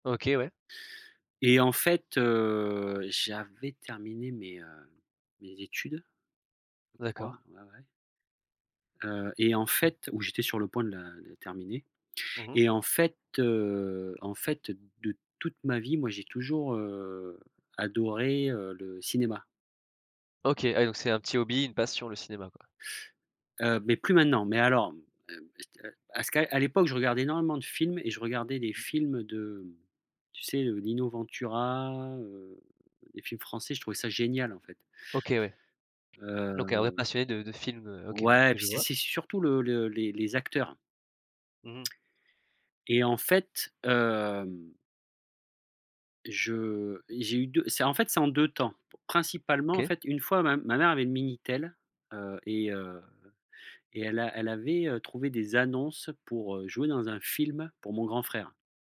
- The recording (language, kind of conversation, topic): French, podcast, Peux-tu raconter une rencontre qui a changé ta vie ?
- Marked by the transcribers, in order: stressed: "Ventura"; tapping